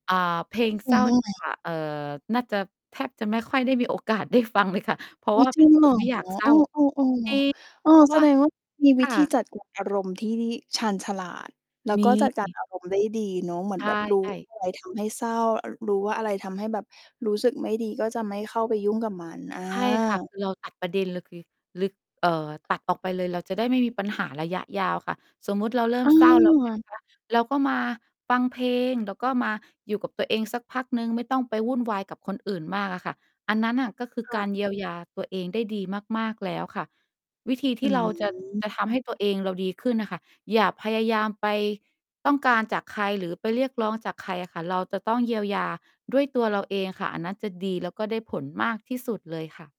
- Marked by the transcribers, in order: distorted speech; other background noise; mechanical hum
- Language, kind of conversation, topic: Thai, podcast, คุณมีเพลงอะไรที่พอฟังแล้วทำให้ยิ้มได้ทันทีไหม?
- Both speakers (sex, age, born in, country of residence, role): female, 30-34, Thailand, Thailand, host; female, 35-39, Thailand, Thailand, guest